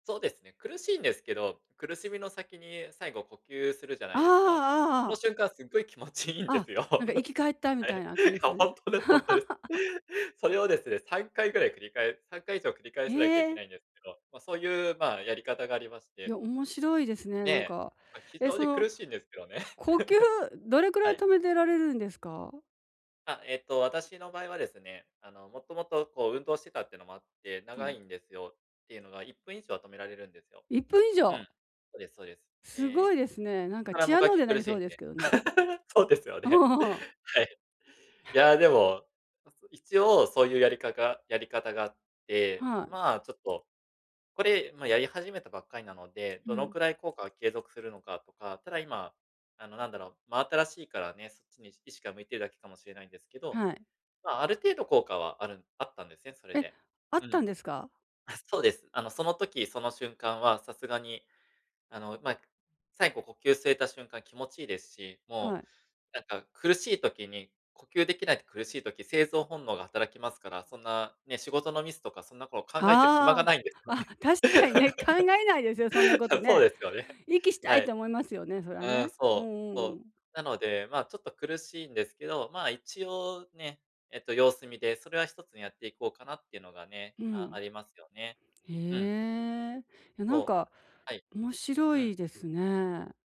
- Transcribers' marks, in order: laughing while speaking: "気持ちいいんですよ。はい。いや、ほんとです、ほんとです"; laugh; chuckle; chuckle; laugh; laughing while speaking: "そうですよね"; laugh; laughing while speaking: "そうですよね"
- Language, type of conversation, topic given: Japanese, advice, 呼吸で感情を整える方法